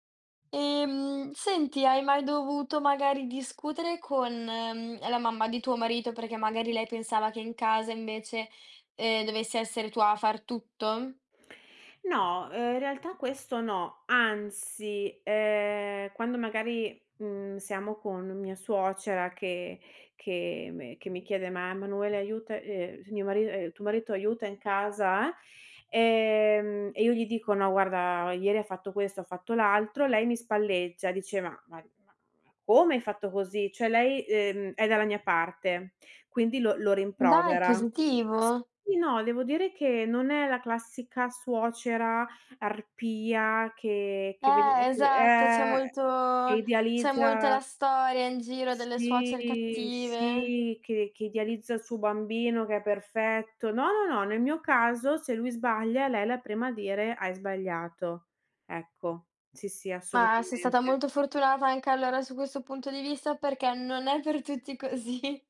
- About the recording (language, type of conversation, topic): Italian, podcast, Come vi organizzate per dividere le faccende domestiche in una convivenza?
- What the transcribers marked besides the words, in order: unintelligible speech; "Cioè" said as "ceh"; other background noise; drawn out: "Sì, sì"; laughing while speaking: "così"